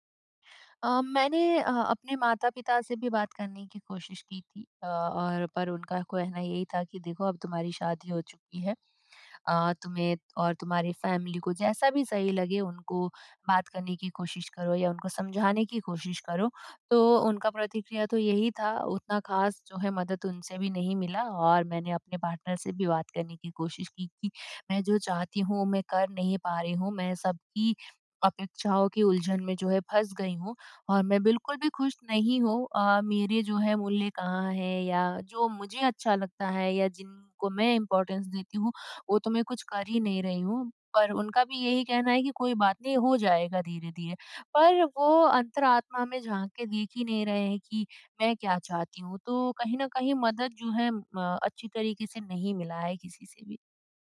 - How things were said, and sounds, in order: in English: "फ़ैमिली"; in English: "पार्टनर"; in English: "इम्पोर्टेंस"
- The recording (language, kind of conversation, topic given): Hindi, advice, मैं अपने मूल्यों और मानकों से कैसे जुड़ा रह सकता/सकती हूँ?